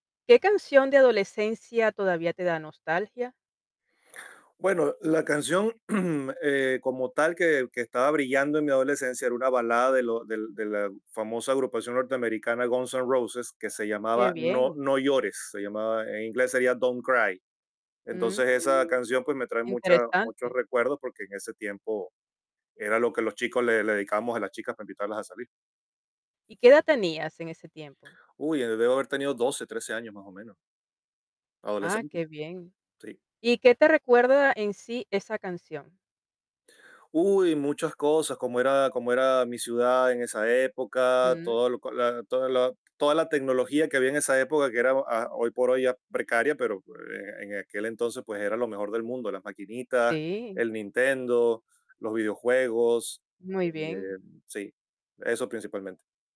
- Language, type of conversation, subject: Spanish, podcast, ¿Qué canción de tu adolescencia todavía te da nostalgia?
- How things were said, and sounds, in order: throat clearing; distorted speech